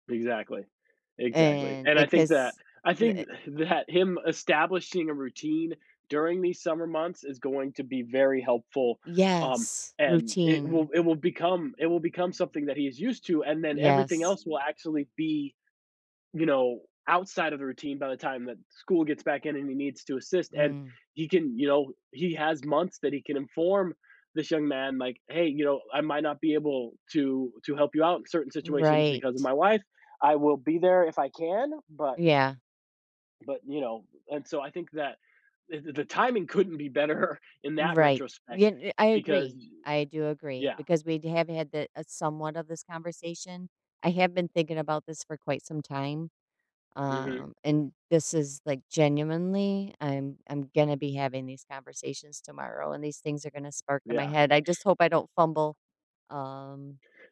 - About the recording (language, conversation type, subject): English, advice, How can I calmly tell my partner I need clearer boundaries?
- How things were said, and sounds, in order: exhale; laughing while speaking: "better"